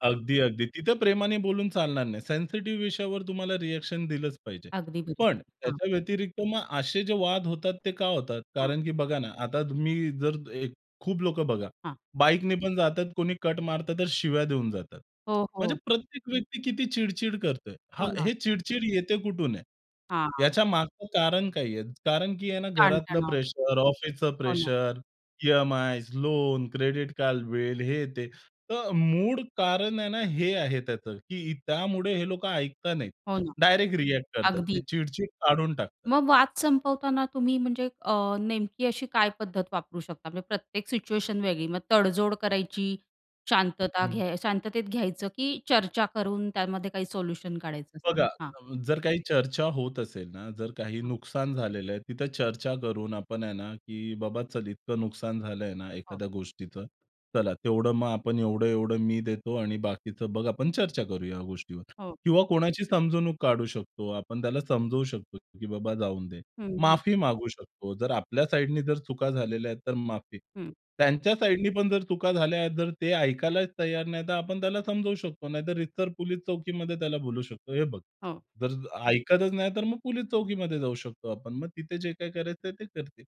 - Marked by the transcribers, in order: in English: "रिअ‍ॅक्शन"; other background noise; tapping
- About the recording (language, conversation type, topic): Marathi, podcast, वाद सुरू झाला की तुम्ही आधी बोलता की आधी ऐकता?